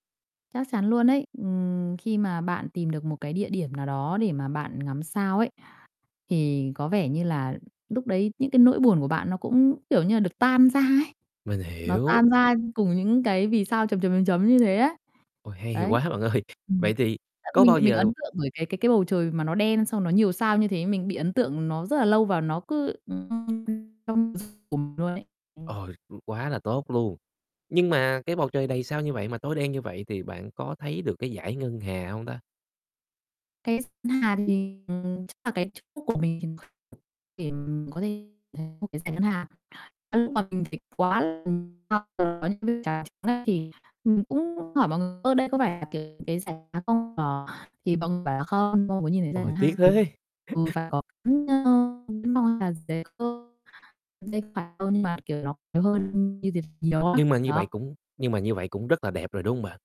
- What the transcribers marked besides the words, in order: tapping; distorted speech; unintelligible speech; laughing while speaking: "ơi"; unintelligible speech; other noise; unintelligible speech; unintelligible speech; unintelligible speech; chuckle; other background noise; unintelligible speech; unintelligible speech
- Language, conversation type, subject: Vietnamese, podcast, Bạn cảm thấy và nghĩ gì khi ngước nhìn bầu trời đầy sao giữa thiên nhiên?